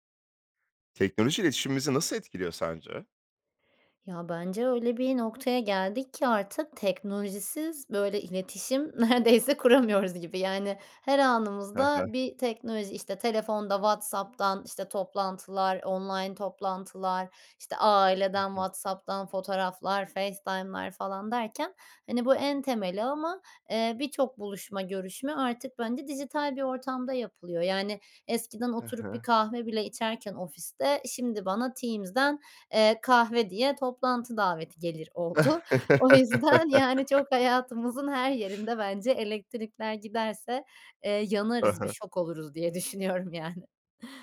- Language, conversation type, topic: Turkish, podcast, Teknoloji iletişimimizi nasıl etkiliyor sence?
- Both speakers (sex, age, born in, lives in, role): female, 30-34, Turkey, Netherlands, guest; male, 30-34, Turkey, France, host
- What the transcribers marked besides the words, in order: laughing while speaking: "neredeyse kuramıyoruz gibi"; chuckle; laughing while speaking: "O yüzden, yani, çok"; laughing while speaking: "düşünüyorum, yani"